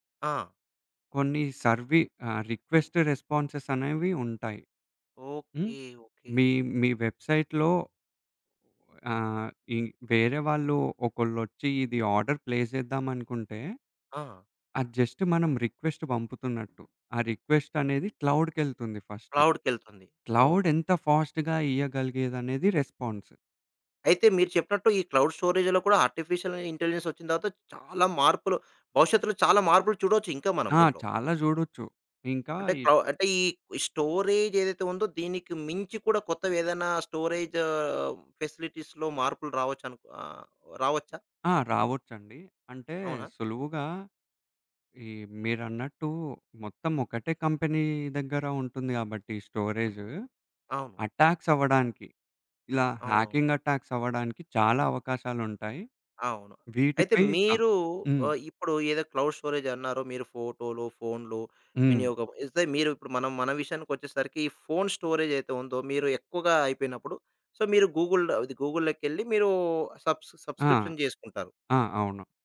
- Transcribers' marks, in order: in English: "రిక్వెస్ట్ రెస్పాన్సెస్"; in English: "ఆర్డర్ ప్లే"; in English: "జస్ట్"; in English: "రిక్వెస్ట్"; in English: "రిక్వెస్ట్"; in English: "ఫస్ట్. క్లౌడ్"; in English: "ఫాస్ట్‌గా"; tapping; in English: "రెస్పాన్స్"; in English: "క్లౌడ్ స్టోరేజ్‌లో"; in English: "ఆర్టిఫిషియల్ ఇంటెలిజెన్స్"; in English: "స్టోరేజ్"; in English: "స్టోరేజ్ ఫెసిలిటీస్‌లో"; other background noise; in English: "కంపెనీ"; in English: "అటాక్స్"; in English: "హ్యాకింగ్ అటాక్స్"; in English: "క్లౌడ్ స్టోరేజ్"; in English: "ఫోన్ స్టోరేజ్"; in English: "సో"; in English: "గూగుల్"; in English: "సబ్స్క్రిప్షన్"
- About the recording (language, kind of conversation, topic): Telugu, podcast, క్లౌడ్ నిల్వను ఉపయోగించి ఫైళ్లను సజావుగా ఎలా నిర్వహిస్తారు?